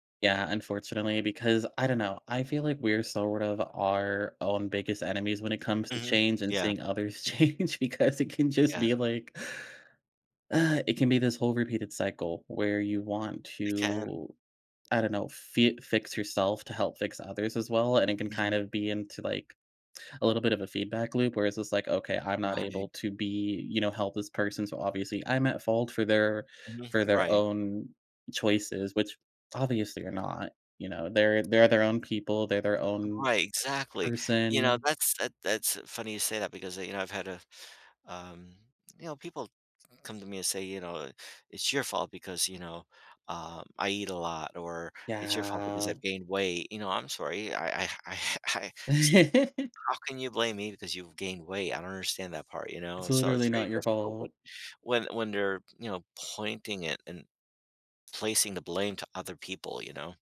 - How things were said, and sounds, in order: tapping; laughing while speaking: "change, because it can just be, like"; sigh; other background noise; background speech; drawn out: "Yeah"; laughing while speaking: "I h I h"; laugh
- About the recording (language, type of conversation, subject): English, unstructured, How can I stay connected when someone I care about changes?